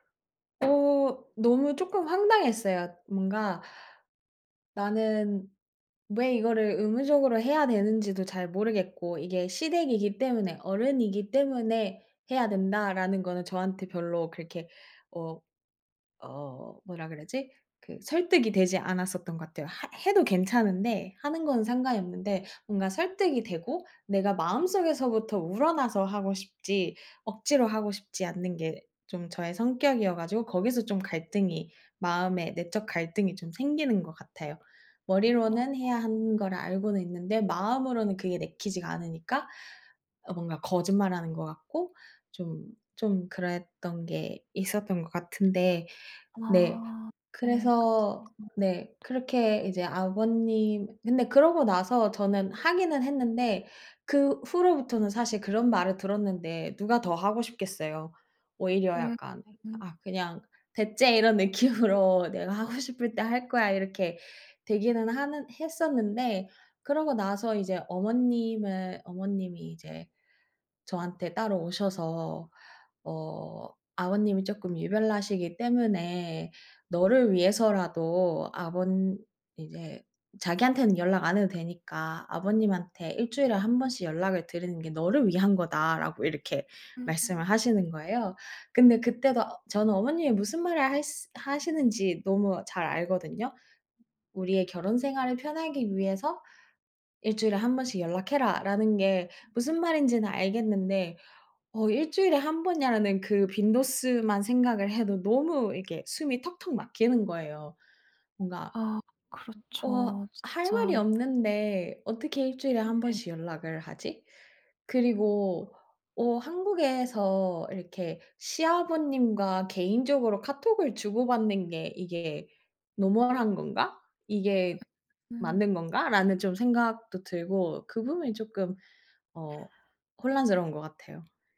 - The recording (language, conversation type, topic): Korean, advice, 결혼이나 재혼으로 생긴 새 가족과의 갈등을 어떻게 해결하면 좋을까요?
- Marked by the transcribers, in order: tapping; unintelligible speech; laughing while speaking: "느낌으로"; laughing while speaking: "하고"; other background noise